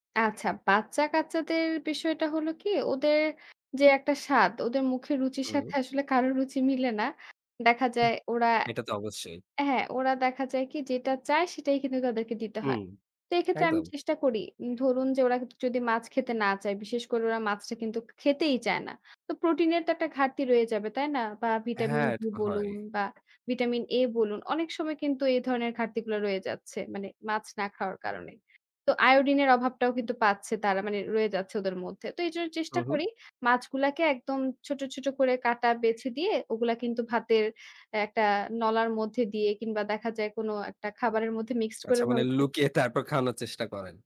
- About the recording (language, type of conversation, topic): Bengali, podcast, স্বাস্থ্যকর খাওয়ার ব্যাপারে পরিবারের সঙ্গে কীভাবে সমঝোতা করবেন?
- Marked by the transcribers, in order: laughing while speaking: "কারো রুচি মিলে না"; other noise; other background noise; laughing while speaking: "লুকিয়ে তারপর"